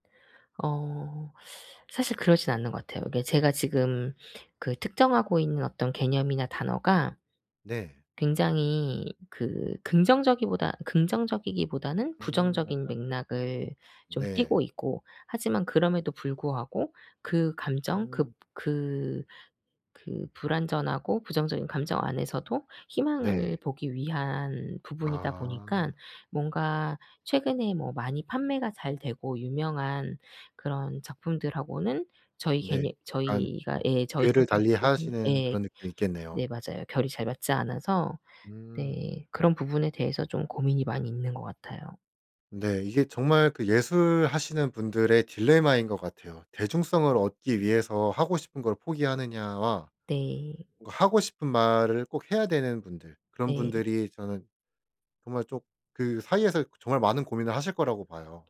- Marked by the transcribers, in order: none
- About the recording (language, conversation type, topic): Korean, podcast, 남의 시선이 창작에 어떤 영향을 주나요?